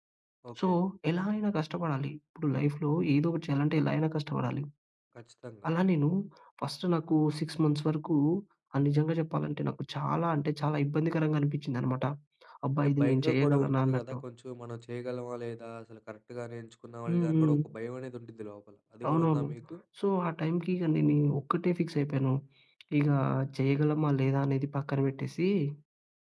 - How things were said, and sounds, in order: in English: "సో"; in English: "లైఫ్‌లో"; in English: "ఫస్ట్"; in English: "సిక్స్ మంత్స్"; in English: "కరెక్ట్‌గానే"; in English: "సో"; in English: "ఫిక్స్"
- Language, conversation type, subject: Telugu, podcast, మీ జీవితంలో జరిగిన ఒక పెద్ద మార్పు గురించి వివరంగా చెప్పగలరా?